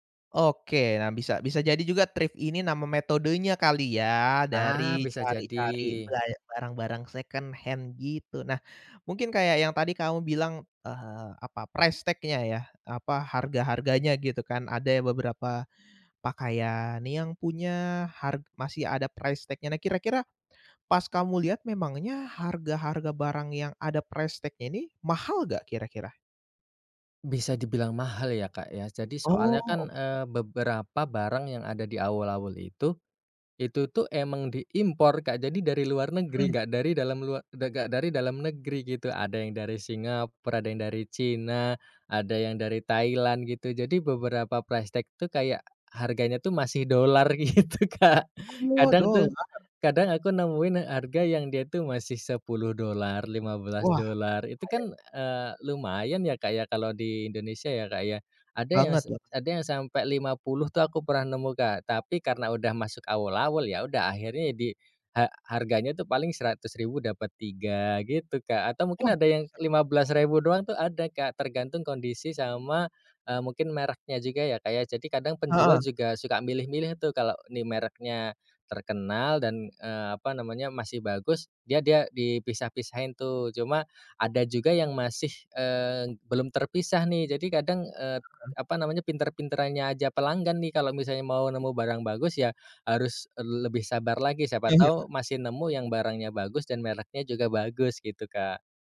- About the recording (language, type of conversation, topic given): Indonesian, podcast, Apa kamu pernah membeli atau memakai barang bekas, dan bagaimana pengalamanmu saat berbelanja barang bekas?
- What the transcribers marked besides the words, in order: in English: "thrift"; in English: "second hand"; in English: "price tag-nya"; in English: "price tag-nya"; in English: "price tag-nya"; in English: "import"; in English: "price tag"; laughing while speaking: "gitu, Kak"; other background noise